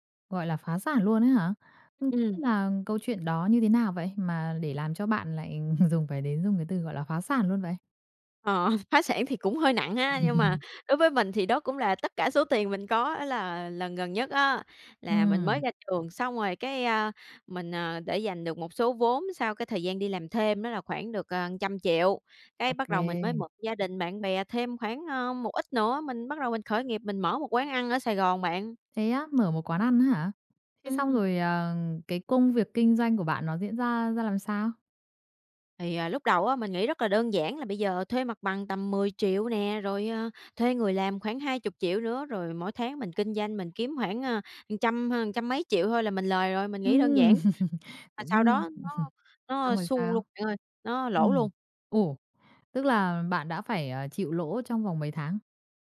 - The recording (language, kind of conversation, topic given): Vietnamese, podcast, Khi thất bại, bạn thường làm gì trước tiên để lấy lại tinh thần?
- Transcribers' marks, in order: laughing while speaking: "dùng"; chuckle; laugh; tapping; laugh; chuckle